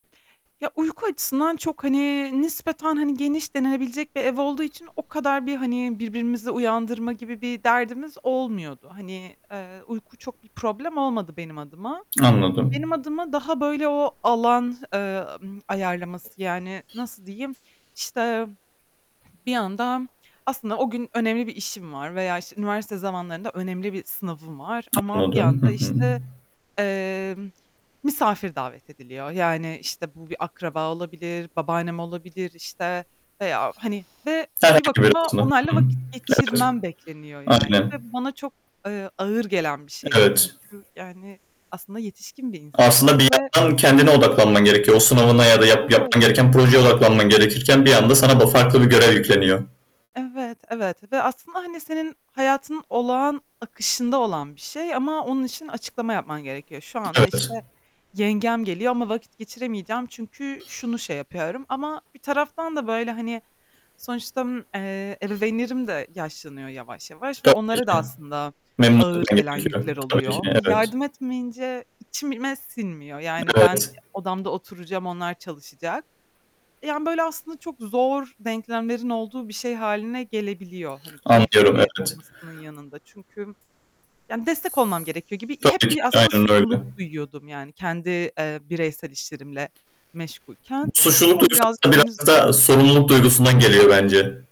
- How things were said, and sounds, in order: static; tongue click; tapping; other background noise; tongue click; unintelligible speech; background speech
- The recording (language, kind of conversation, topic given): Turkish, podcast, Farklı kuşaklarla aynı evde yaşamak nasıl gidiyor?